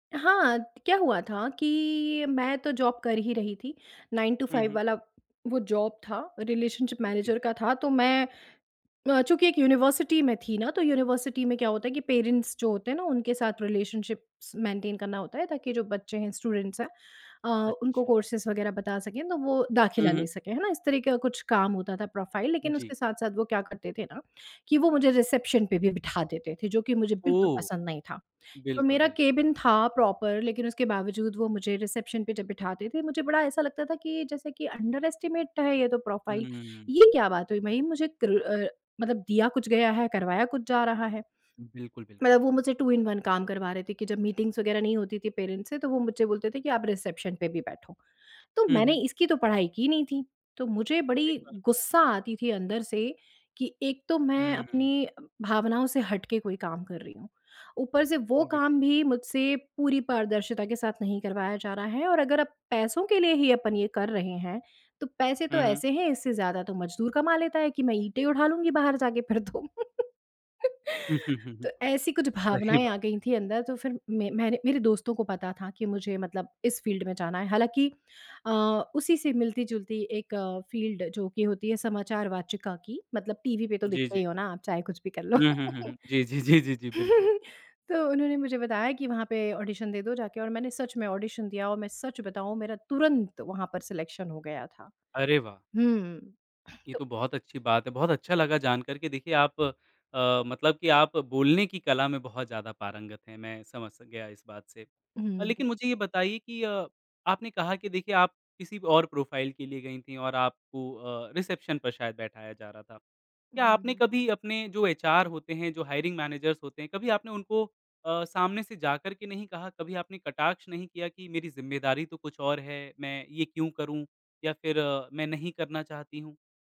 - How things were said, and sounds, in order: in English: "जॉब"; in English: "नाइन टू फाइव"; in English: "जॉब"; in English: "रिलेशनशिप मैनेजर"; in English: "यूनिवर्सिटी"; in English: "यूनिवर्सिटी"; in English: "पैरेंट्स"; in English: "रिलेशनशिप्स मेंटेन"; in English: "स्टूडेंट्स"; in English: "कोर्सेस"; in English: "प्रोफ़ाइल"; in English: "रिसेप्शन"; in English: "केबिन"; in English: "प्रॉपर"; in English: "रिसेप्शन"; in English: "अंडरएस्टिमेट"; in English: "प्रोफ़ाइल"; in English: "टू इन वन"; in English: "मीटिंग्स"; in English: "पैरेंट्स"; in English: "रिसेप्शन"; chuckle; laughing while speaking: "फिर तो"; laugh; in English: "फ़ील्ड"; in English: "फ़ील्ड"; laughing while speaking: "जी, जी, जी, जी, जी"; laugh; in English: "ऑडिशन"; in English: "ऑडिशन"; in English: "सेलेक्शन"; in English: "प्रोफ़ाइल"; in English: "रिसेप्शन"; in English: "हायरिंग मैनेजर्स"
- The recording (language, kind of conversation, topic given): Hindi, podcast, आपने करियर बदलने का फैसला कैसे लिया?